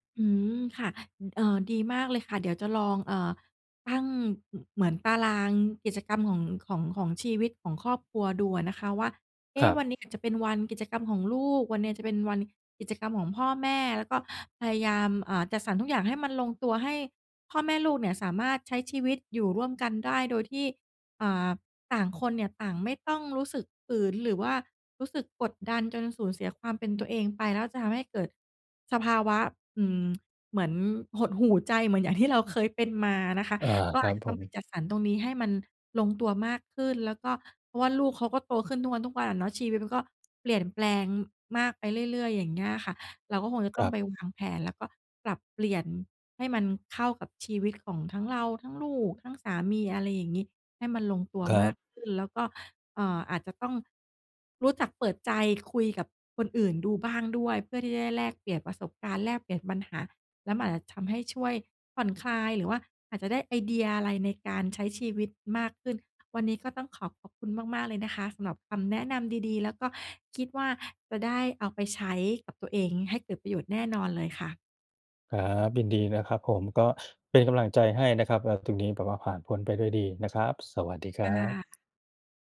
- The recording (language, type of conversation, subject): Thai, advice, คุณรู้สึกเหมือนสูญเสียความเป็นตัวเองหลังมีลูกหรือแต่งงานไหม?
- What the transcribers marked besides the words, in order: tsk; tapping